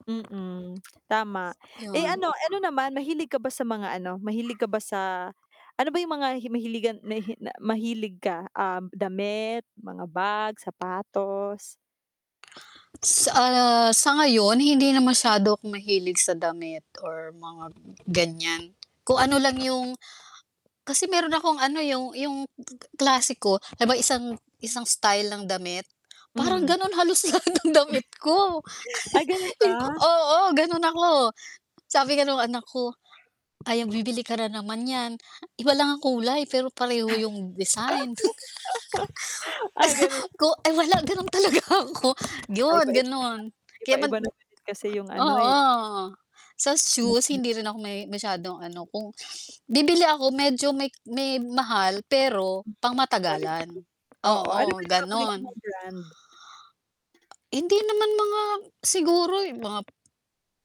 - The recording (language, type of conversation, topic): Filipino, unstructured, Paano mo pinaplano ang paggamit ng pera mo sa araw-araw?
- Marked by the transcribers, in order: static; tapping; tongue click; dog barking; other background noise; mechanical hum; chuckle; laughing while speaking: "lahat ng damit ko"; laugh; laugh; laugh; distorted speech; laughing while speaking: "gano'n talaga ako"; sniff